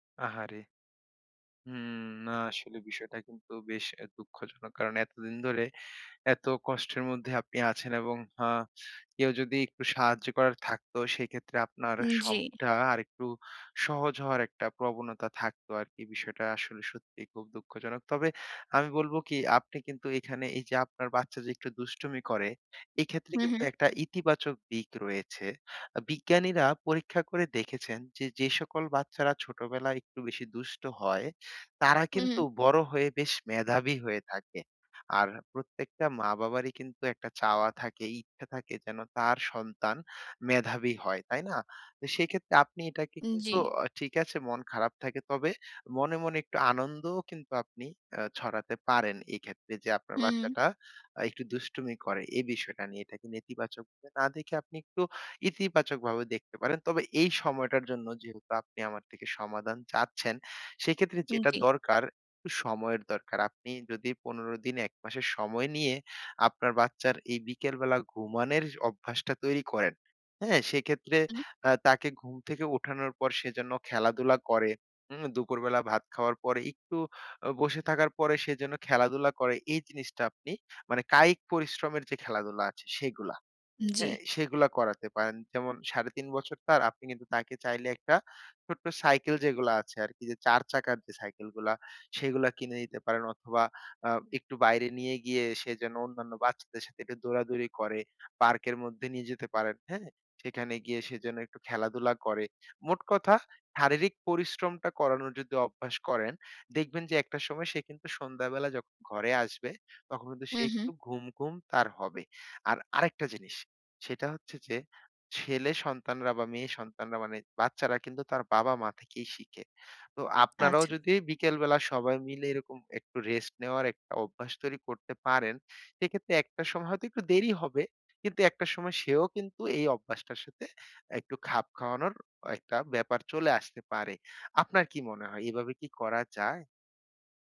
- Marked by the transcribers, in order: joyful: "আরেকটা জিনিস!"
- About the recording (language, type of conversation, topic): Bengali, advice, সন্ধ্যায় কীভাবে আমি শান্ত ও নিয়মিত রুটিন গড়ে তুলতে পারি?